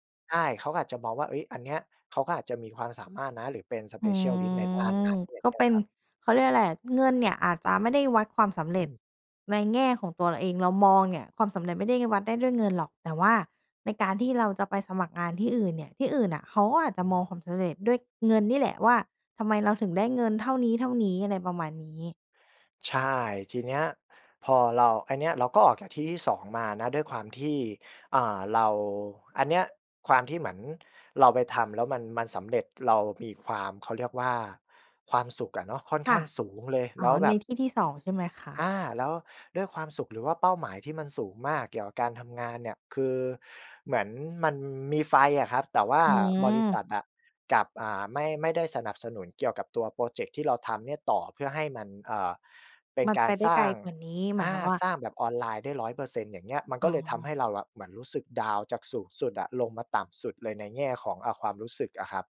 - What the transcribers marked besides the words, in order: in English: "Specialist"; drawn out: "อืม"; other background noise
- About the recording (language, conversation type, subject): Thai, podcast, คุณวัดความสำเร็จด้วยเงินเพียงอย่างเดียวหรือเปล่า?